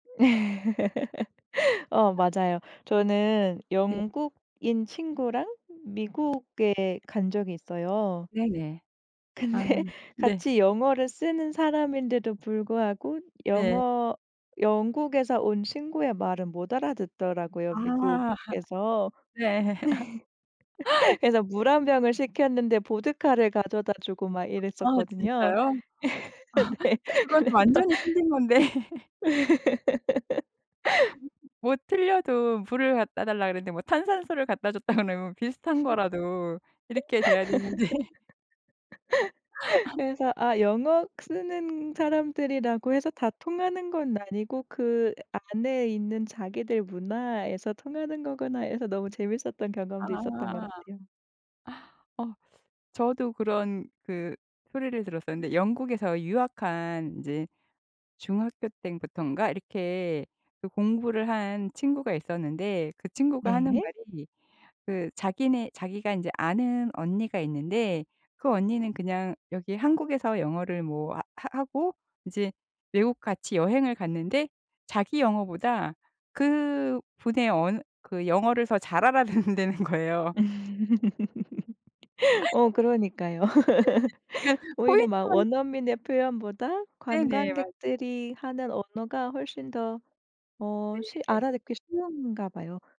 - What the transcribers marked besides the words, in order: laugh; other background noise; laughing while speaking: "근데"; laugh; laugh; laughing while speaking: "네 그래서"; laugh; laughing while speaking: "그러면"; laugh; laughing while speaking: "돼야 되는데"; laugh; tapping; laughing while speaking: "잘 알아듣는다는 거예요"; laugh
- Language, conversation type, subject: Korean, podcast, 당신의 장기적인 야망은 무엇인가요?